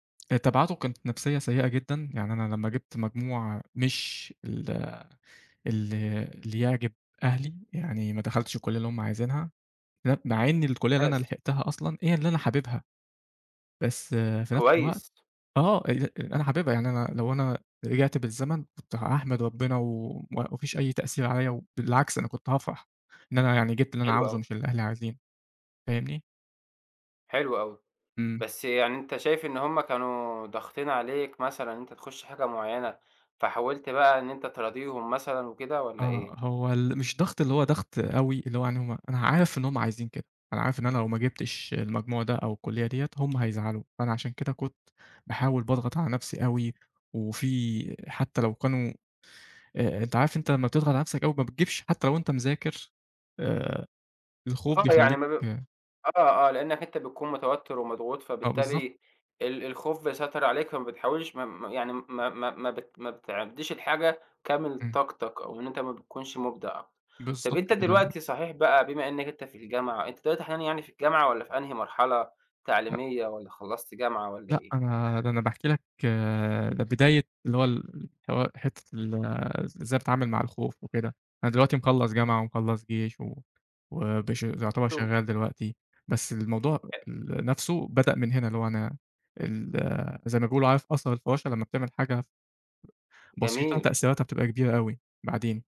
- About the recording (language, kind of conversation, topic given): Arabic, podcast, إزاي بتتعامل مع الخوف من التغيير؟
- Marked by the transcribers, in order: tapping; unintelligible speech; unintelligible speech; other background noise